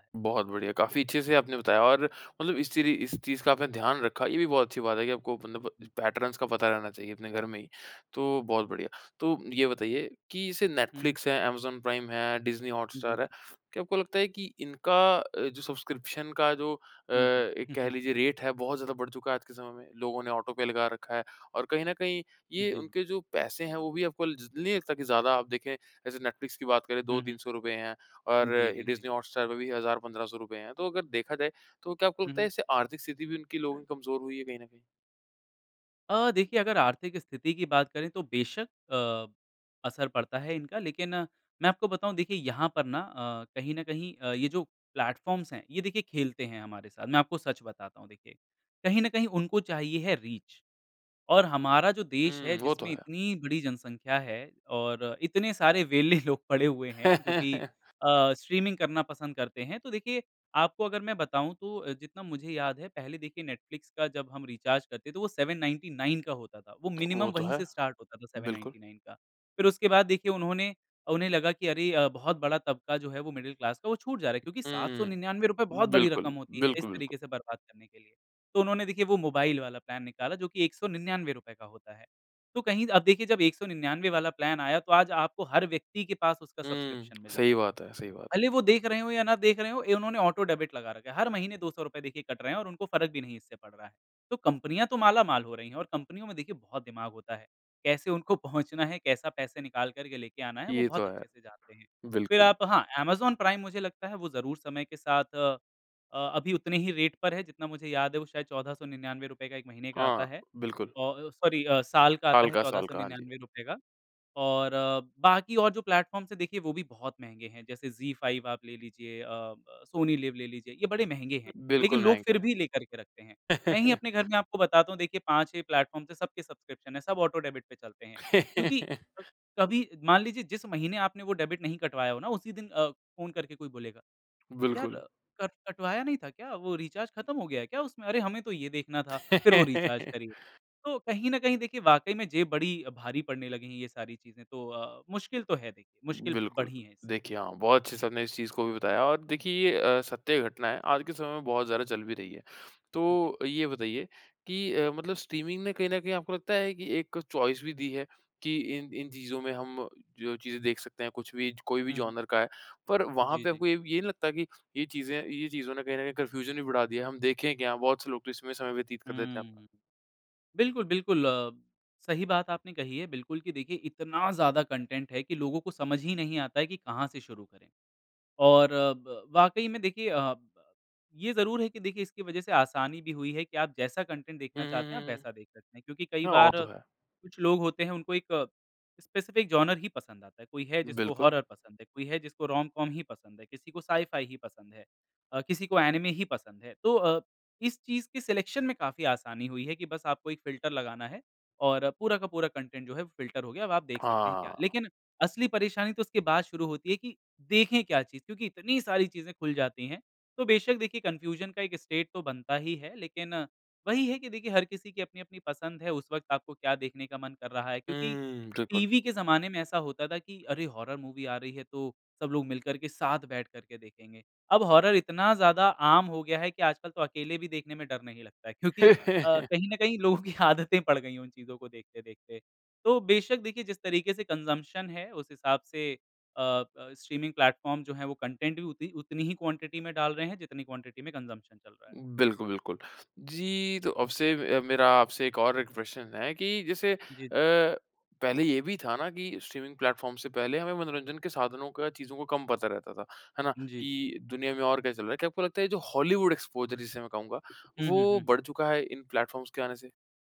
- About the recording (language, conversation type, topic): Hindi, podcast, स्ट्रीमिंग प्लेटफ़ॉर्मों ने टीवी देखने का अनुभव कैसे बदल दिया है?
- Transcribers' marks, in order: in English: "पैटर्न्स"; in English: "सब्सक्रिप्शन"; in English: "रेट"; chuckle; in English: "ऑटो"; other background noise; in English: "प्लेटफॉर्म्स"; in English: "रीच"; laughing while speaking: "वेले"; in English: "स्ट्रीमिंग"; chuckle; in English: "सेवन नाइनटी नाइन"; in English: "मिनिमम"; in English: "स्टार्ट"; in English: "सेवन नाइनटी नाइन"; in English: "मिडल क्लास"; in English: "प्लान"; in English: "प्लान"; in English: "सब्सक्रिप्शन"; lip smack; in English: "ऑटो डेबिट"; in English: "रेट"; in English: "सॉरी"; in English: "प्लेटफॉर्म्स"; chuckle; in English: "प्लेटफॉर्म्स"; in English: "सब्सक्रिप्शन"; in English: "ऑटो डेबिट"; chuckle; in English: "डेबिट"; chuckle; in English: "स्ट्रीमिंग"; in English: "चॉइस"; in English: "जॉनर"; in English: "कन्फ्यूज़न"; in English: "कंटेंट"; in English: "कंटेंट"; in English: "स्पेसिफ़िक जॉनर"; in English: "हॉरर"; in English: "रोम-कॉम"; in English: "साइ-फ़ाई"; in English: "सिलेक्शन"; in English: "कंटेंट"; in English: "कन्फ्यूज़न"; in English: "स्टेट"; in English: "हॉरर मूवी"; in English: "हॉरर"; laughing while speaking: "क्योंकि"; chuckle; laughing while speaking: "लोगों की आदतें"; in English: "कंजम्पशन"; in English: "स्ट्रीमिंग प्लेटफॉर्म"; in English: "कंटेंट"; in English: "क्वांटिटी"; in English: "क्वांटिटी"; in English: "कंजम्पशन"; in English: "स्ट्रीमिंग प्लेटफॉर्म"; in English: "एक्सपोज़र"; in English: "प्लेटफॉर्म्स"